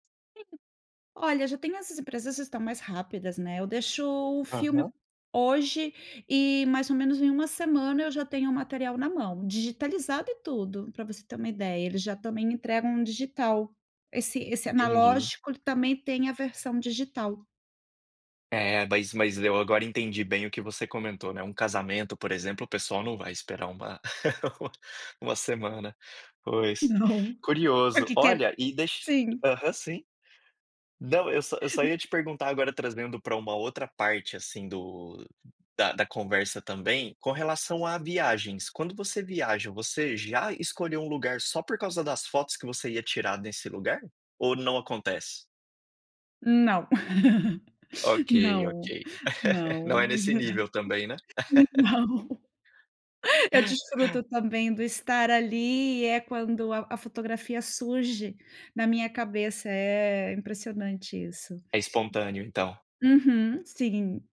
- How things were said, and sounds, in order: other noise; laugh; chuckle; other background noise; laugh; tapping; chuckle; laugh
- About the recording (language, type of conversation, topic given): Portuguese, podcast, Como a fotografia mudou o jeito que você vê o mundo?